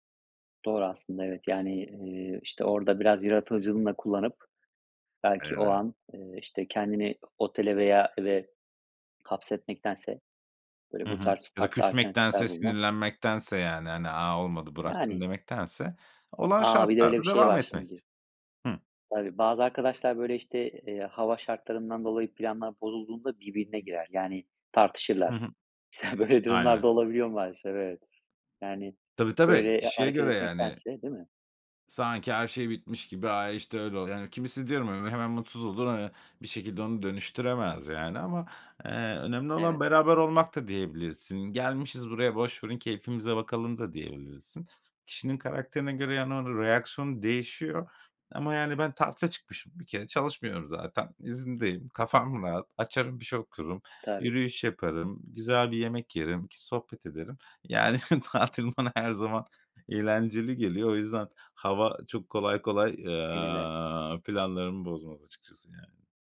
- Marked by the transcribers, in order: tapping; unintelligible speech; laughing while speaking: "Mesela"; laughing while speaking: "Yani tatil bana her zaman"; other background noise
- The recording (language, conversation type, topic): Turkish, podcast, Planların hava durumu yüzünden altüst olduğunda ne yaptın?